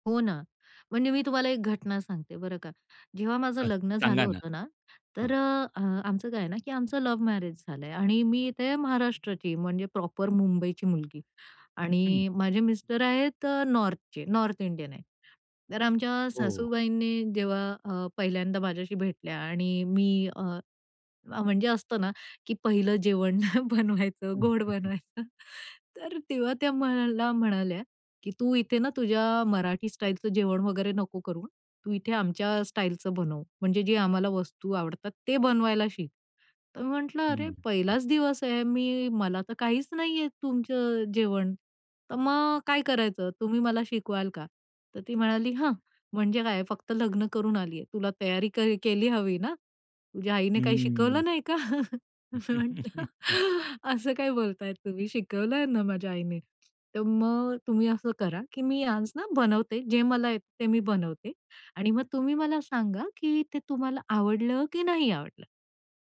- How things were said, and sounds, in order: in English: "लव्ह मॅरेज"; in English: "प्रॉपर"; in English: "मिस्टर"; in English: "नॉर्थचे, नॉर्थ इंडियन"; laughing while speaking: "जेवण बनवायचं, गोड बनवायचं"; "मला" said as "मलला"; in English: "स्टाईलचं"; in English: "स्टाईलचं"; scoff; laughing while speaking: "नाही का? मी म्हणलं, असं काय बोलताय तुम्ही, शिकवलंय ना माझ्या आईने"; laugh; tapping
- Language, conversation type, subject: Marathi, podcast, कुटुंबातील प्रत्येक व्यक्तीची ‘प्रेमाची भाषा’ ओळखण्यासाठी तुम्ही काय करता?